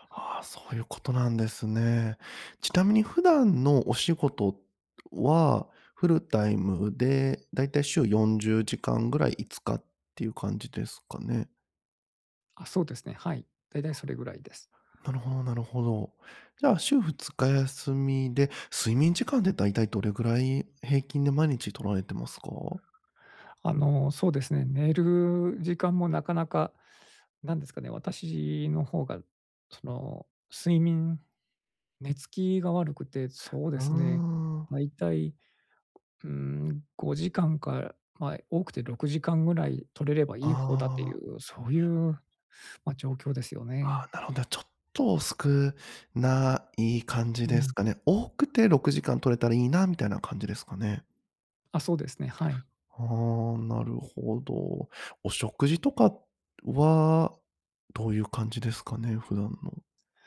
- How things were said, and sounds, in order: none
- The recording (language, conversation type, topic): Japanese, advice, 年齢による体力低下にどう向き合うか悩んでいる
- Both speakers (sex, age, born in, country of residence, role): male, 30-34, Japan, Japan, advisor; male, 45-49, Japan, Japan, user